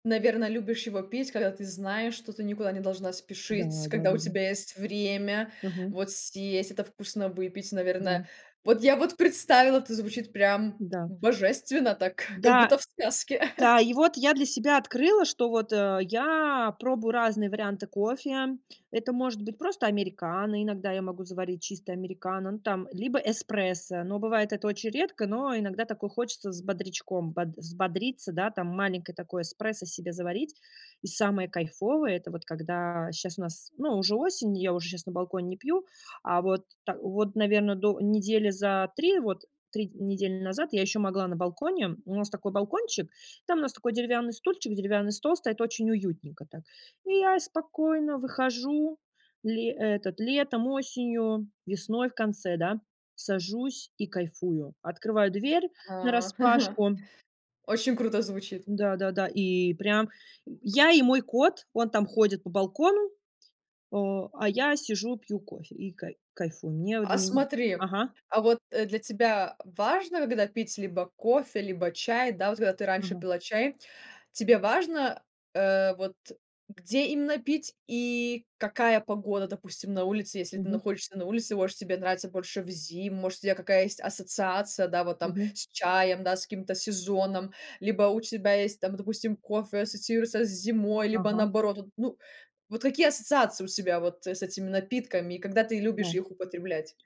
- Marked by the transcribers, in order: tapping; laugh; chuckle
- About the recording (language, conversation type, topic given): Russian, podcast, Какой у вас утренний ритуал за чашкой кофе или чая?